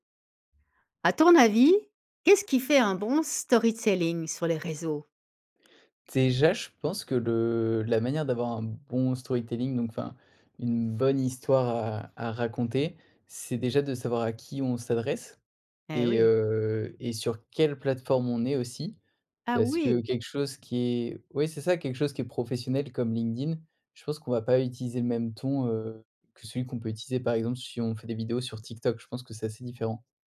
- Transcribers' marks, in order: in English: "story telling"; in English: "storytelling"; other background noise; stressed: "oui"
- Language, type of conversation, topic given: French, podcast, Qu’est-ce qui, selon toi, fait un bon storytelling sur les réseaux sociaux ?